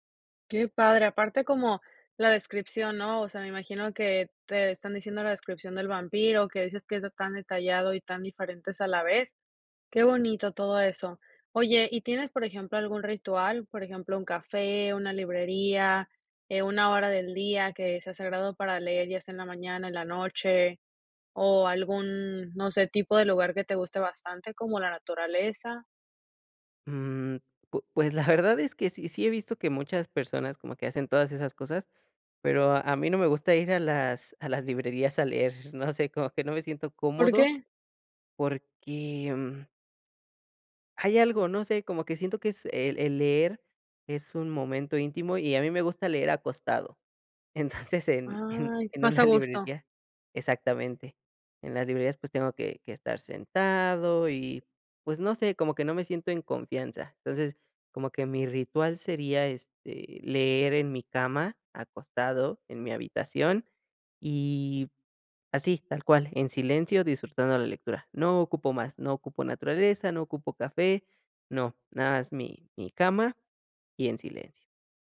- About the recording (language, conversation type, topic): Spanish, podcast, ¿Por qué te gustan tanto los libros?
- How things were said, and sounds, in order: none